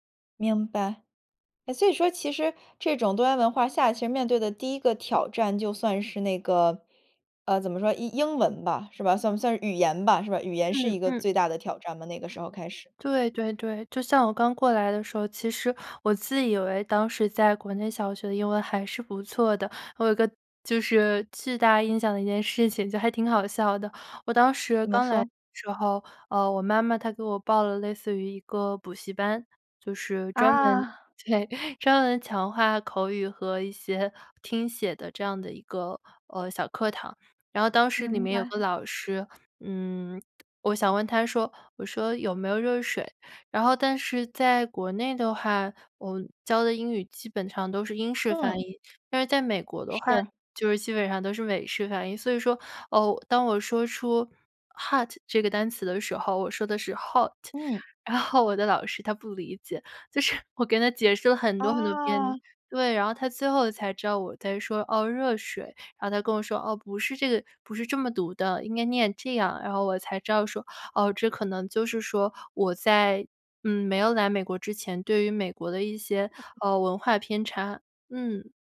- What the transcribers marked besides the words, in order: other background noise; laughing while speaking: "对"; in English: "hot"; in English: "hot"; laughing while speaking: "然后"; laughing while speaking: "就是"
- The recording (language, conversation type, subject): Chinese, podcast, 你能分享一下你的多元文化成长经历吗？